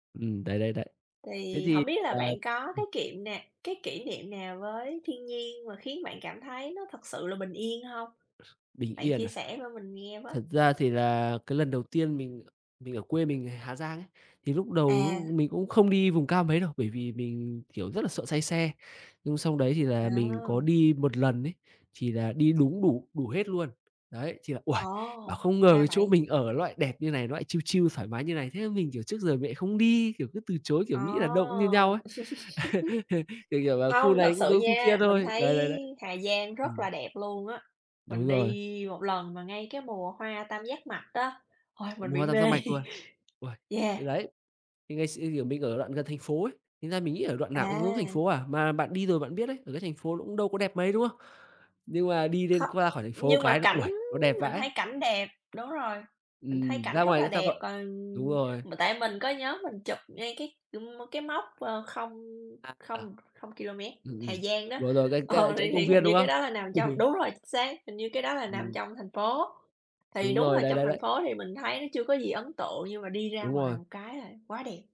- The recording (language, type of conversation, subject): Vietnamese, unstructured, Thiên nhiên đã giúp bạn thư giãn trong cuộc sống như thế nào?
- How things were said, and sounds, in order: unintelligible speech; other background noise; tapping; laugh; chuckle; laughing while speaking: "mê"; laughing while speaking: "Ờ"; chuckle